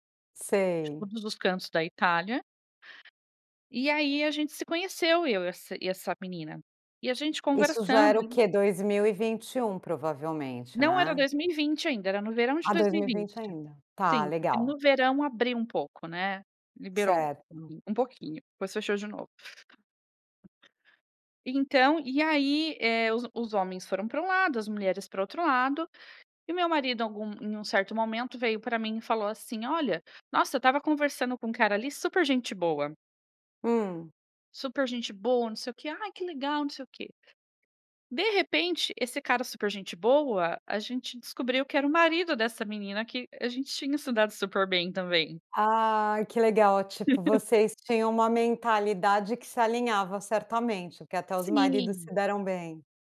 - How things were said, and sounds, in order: tapping; other background noise; laugh
- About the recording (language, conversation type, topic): Portuguese, podcast, Qual papel a internet tem para você na hora de fazer amizades?